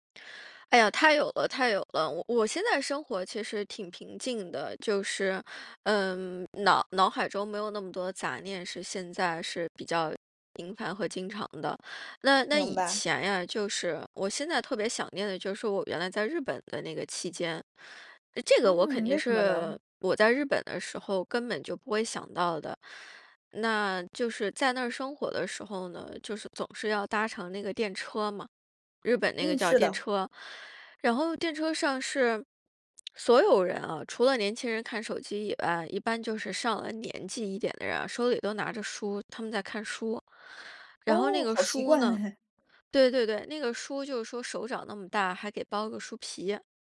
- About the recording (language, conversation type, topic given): Chinese, podcast, 如何在通勤途中练习正念？
- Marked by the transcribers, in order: laughing while speaking: "哎"